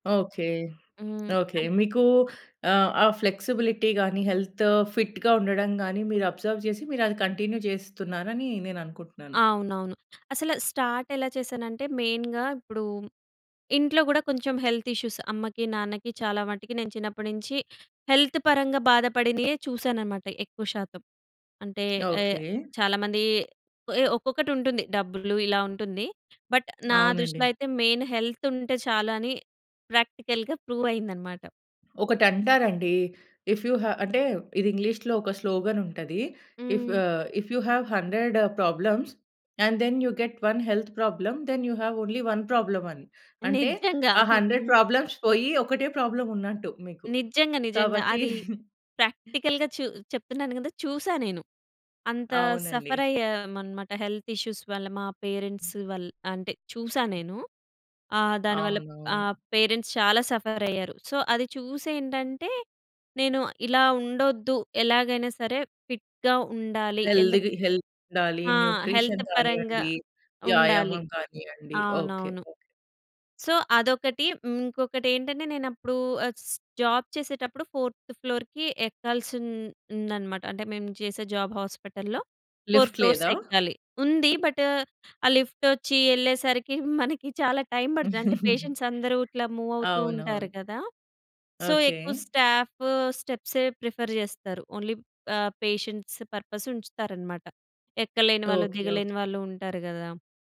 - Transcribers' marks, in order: in English: "ఫ్లెక్సిబిలిటీగాని, హెల్త్ ఫిట్‌గా"; other background noise; in English: "అబ్జర్వ్"; in English: "కంటిన్యూ"; in English: "స్టార్ట్"; in English: "మెయిన్‍గా"; in English: "హెల్త్ ఇష్యూస్"; in English: "బట్"; in English: "మెయిన్ హెల్త్"; in English: "ప్రాక్టికల్‍గా ప్రూవ్"; in English: "ఇఫ్ యు హావ్"; in English: "స్లోగన్"; in English: "ఇఫ్"; in English: "ఇఫ్ యు హావ్ హండ్రెడ్ ప్రాబ్లమ్స్ … ఓన్లీ వన్ ప్రాబ్లమ్"; laughing while speaking: "నిజంగా"; in English: "హండ్రెడ్ ప్రాబ్లమ్స్"; in English: "ప్రాబ్లమ్"; in English: "ప్రాక్టికల్‌గా"; laughing while speaking: "కాబట్టి"; in English: "సఫర్"; in English: "హెల్త్ ఇష్యూస్"; in English: "పేరెంట్స్"; in English: "పేరెంట్స్"; in English: "సఫర్"; in English: "సో"; in English: "ఫిట్‍గా"; in English: "హెల్త్‌కి హెల్త్"; in English: "సో"; in English: "ఫోర్త్ ఫ్లోర్‌కి"; in English: "ఫోర్ ఫ్లోర్స్"; in English: "బట్"; laughing while speaking: "మనకి చాలా టైం పడతది"; in English: "పేషెంట్స్"; laughing while speaking: "అవునవును"; in English: "మూవ్"; in English: "సో"; in English: "స్టాఫ్"; in English: "ప్రిఫర్"; in English: "ఓన్లీ"; in English: "పేషెంట్స్ పర్పస్"
- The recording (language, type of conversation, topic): Telugu, podcast, బిజీ రోజువారీ కార్యాచరణలో హాబీకి సమయం ఎలా కేటాయిస్తారు?